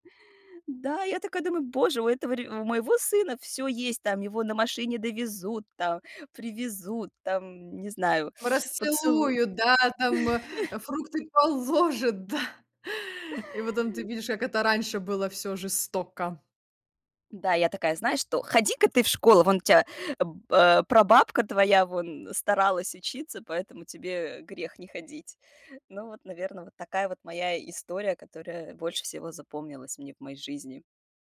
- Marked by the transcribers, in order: other background noise; chuckle; sigh; stressed: "жестоко"
- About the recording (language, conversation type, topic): Russian, podcast, Какие семейные истории передаются из уст в уста?